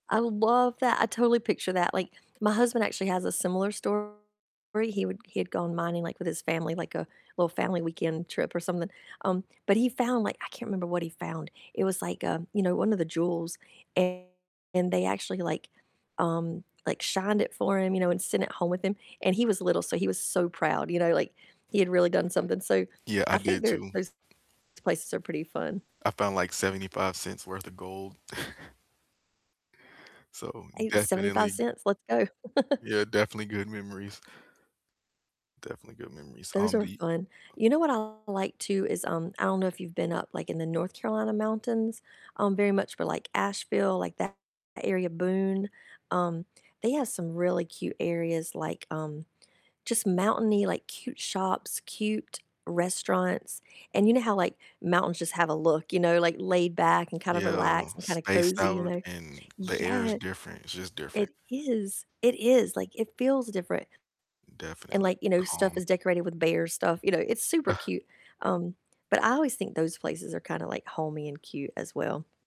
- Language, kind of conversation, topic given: English, unstructured, How do you introduce out-of-town friends to the most authentic local flavors and spots in your area?
- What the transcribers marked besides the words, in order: tapping; distorted speech; static; other background noise; chuckle; laugh; scoff